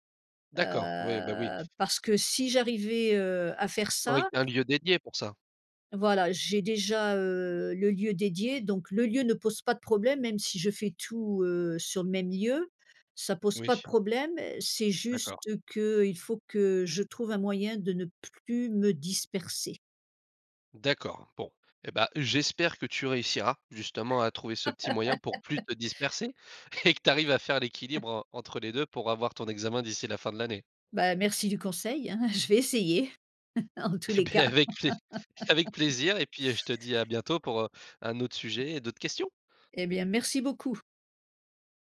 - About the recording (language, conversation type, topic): French, podcast, Comment trouvez-vous l’équilibre entre le travail et la vie personnelle ?
- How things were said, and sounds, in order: drawn out: "Heu"; other background noise; laugh; laughing while speaking: "et"; chuckle; laughing while speaking: "en tous les cas"; laugh